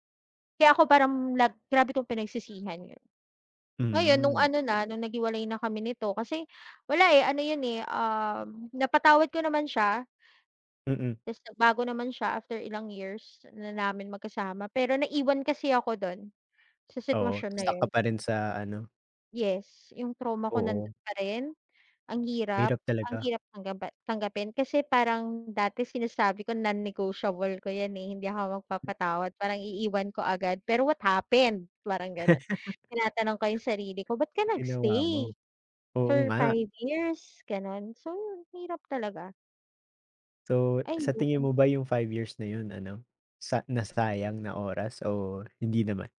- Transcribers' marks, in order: chuckle
- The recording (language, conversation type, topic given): Filipino, unstructured, Ano ang nararamdaman mo kapag niloloko ka o pinagsasamantalahan?